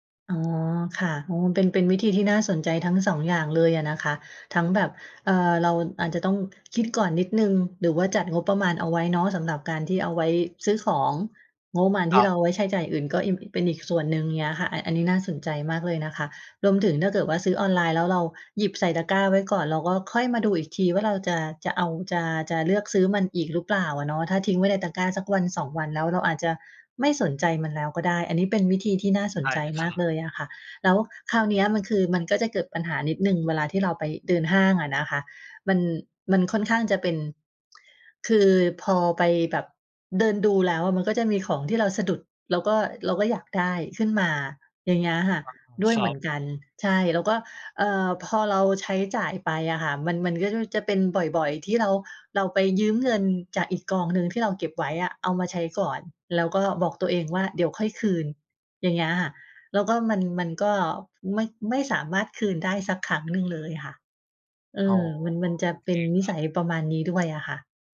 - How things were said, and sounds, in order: other background noise
- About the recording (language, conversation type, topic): Thai, advice, เมื่อเครียด คุณเคยเผลอใช้จ่ายแบบหุนหันพลันแล่นไหม?